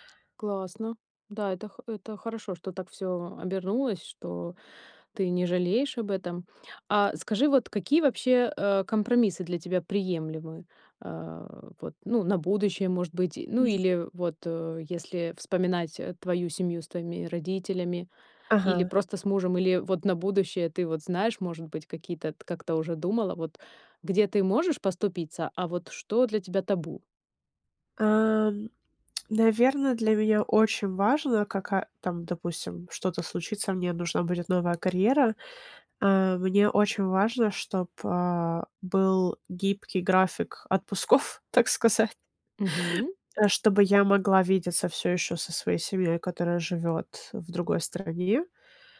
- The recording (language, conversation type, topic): Russian, podcast, Как вы выбираете между семьёй и карьерой?
- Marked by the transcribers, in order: unintelligible speech; tapping; laughing while speaking: "так сказать"